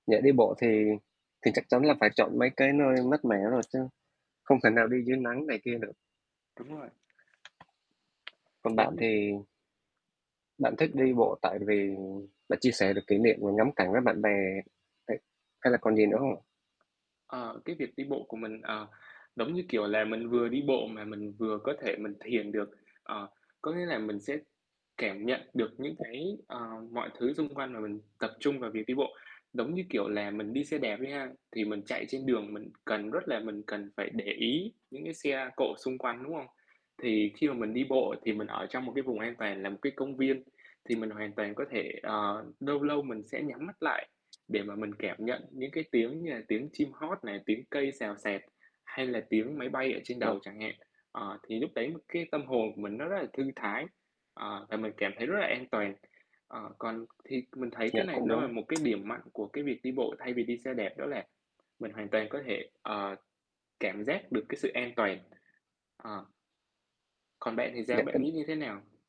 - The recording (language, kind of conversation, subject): Vietnamese, unstructured, Nếu phải chọn giữa đi xe đạp và đi bộ, bạn sẽ chọn cách nào?
- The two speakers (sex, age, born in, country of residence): male, 18-19, Vietnam, Vietnam; male, 20-24, Vietnam, Vietnam
- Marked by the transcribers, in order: other background noise; tapping; static; distorted speech; mechanical hum; tsk